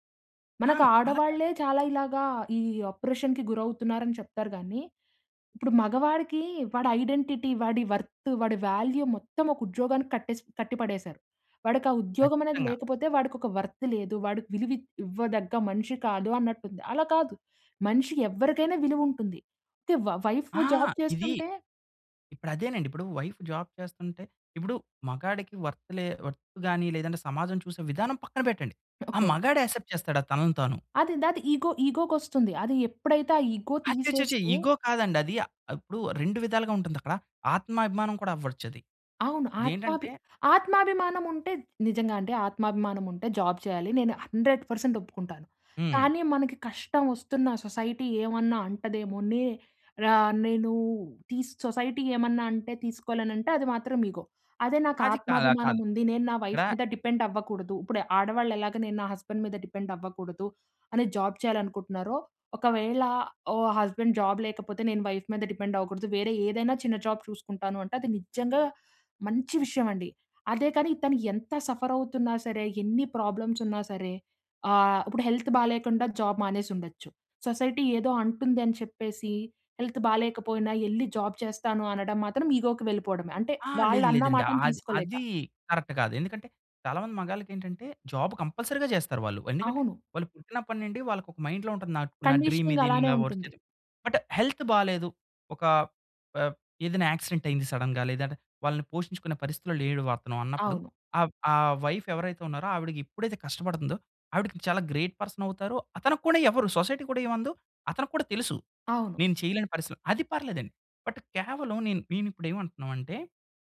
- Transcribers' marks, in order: in English: "అప్రోర్షన్‌కి"; in English: "ఐడెంటిటీ"; in English: "వర్త్"; in English: "వాల్యూ"; in English: "వర్త్"; in English: "వైఫ్ జాబ్"; in English: "వైఫ్ జాబ్"; in English: "వర్త్‌లే వర్త్"; in English: "యాక్సెప్ట్"; in English: "ఇగో"; in English: "ఇగో"; in English: "జాబ్"; in English: "హండ్రెడ్ పర్సెంట్"; in English: "సొసైటీ"; in English: "సొసైటీ"; in English: "ఇగో"; in English: "వైఫ్"; in English: "డిపెండ్"; in English: "హస్బెండ్"; in English: "డిపెండ్"; in English: "జాబ్"; in English: "హస్బెండ్ జాబ్"; in English: "వైఫ్"; in English: "డిపెండ్"; in English: "జాబ్"; in English: "సఫర్"; in English: "ప్రాబ్లమ్స్"; in English: "హెల్త్"; in English: "జాబ్"; in English: "సొసైటీ"; in English: "హెల్త్"; in English: "జాబ్"; in English: "ఇగోకి"; in English: "కరెక్ట్"; in English: "జాబ్ కంపల్సరీగా"; in English: "మైండ్‌లో"; in English: "కండిషనింగ్"; in English: "డ్రీమ్"; in English: "వర్క్ బట్ హెల్త్"; in English: "యాక్సిడెంట్"; in English: "సడెన్‌గా"; in English: "వైఫ్"; in English: "గ్రేట్ పర్సన్"; in English: "సొసైటీ"; in English: "బట్"
- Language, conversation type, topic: Telugu, podcast, మీ ఇంట్లో ఇంటిపనులు ఎలా పంచుకుంటారు?
- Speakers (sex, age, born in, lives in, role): female, 20-24, India, India, guest; male, 30-34, India, India, host